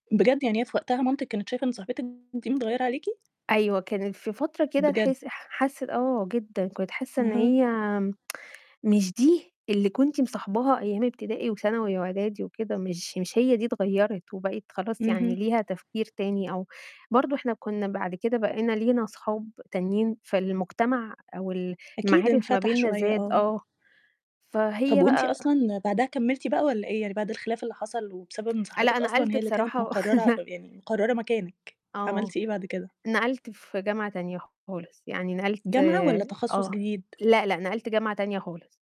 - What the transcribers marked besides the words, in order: other background noise; distorted speech; tapping; tsk; chuckle
- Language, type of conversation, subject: Arabic, podcast, إزاي الأصحاب والعيلة بيأثروا على قراراتك طويلة المدى؟